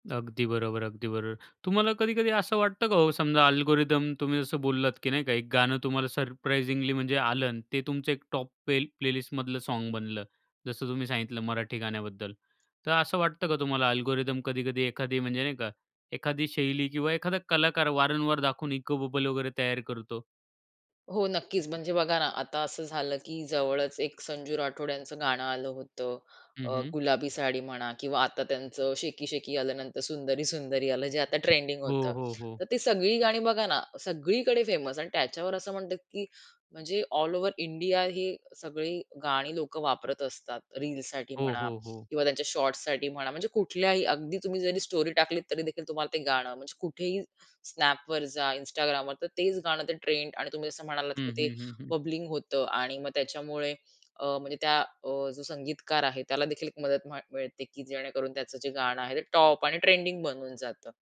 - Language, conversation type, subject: Marathi, podcast, अल्गोरिदमच्या शिफारशींमुळे तुला किती नवी गाणी सापडली?
- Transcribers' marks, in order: in English: "अल्गोरिथम"; in English: "सरप्राइजिंगली"; in English: "प्लेलिस्टमधलं"; in English: "अल्गोरिथम"; in English: "इको"; laughing while speaking: "सुंदरी"; tapping; in English: "फेमस"; in English: "स्टोरी"; in English: "बबलिंग"; in English: "टॉप"